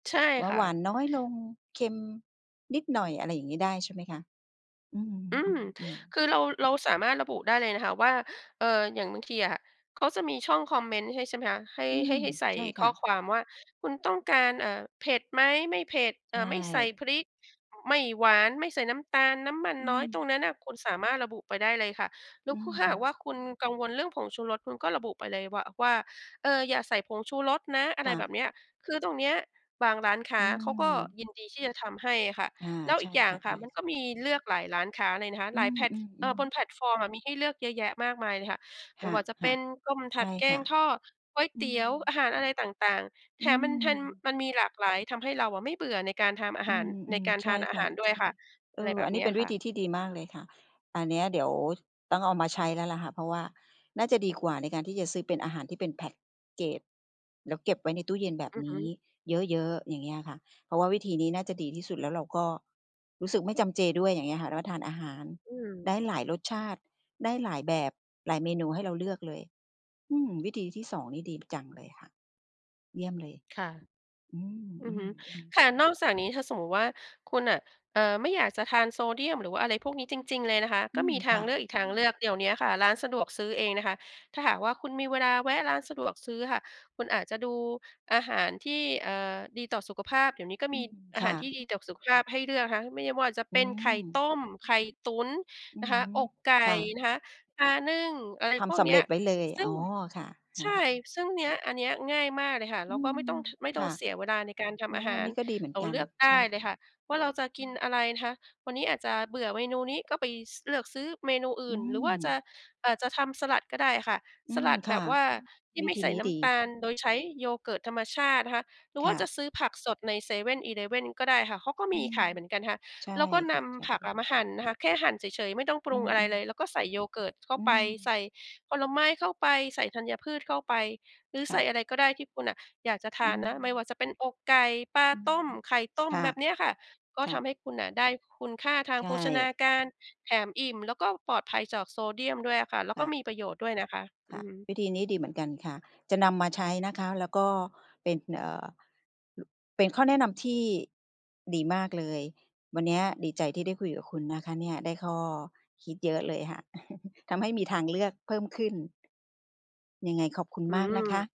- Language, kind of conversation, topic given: Thai, advice, ไม่ถนัดทำอาหารเลยต้องพึ่งอาหารสำเร็จรูปบ่อยๆ จะเลือกกินอย่างไรให้ได้โภชนาการที่เหมาะสม?
- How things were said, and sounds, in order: tapping; other background noise; in English: "แพ็กเกจ"; chuckle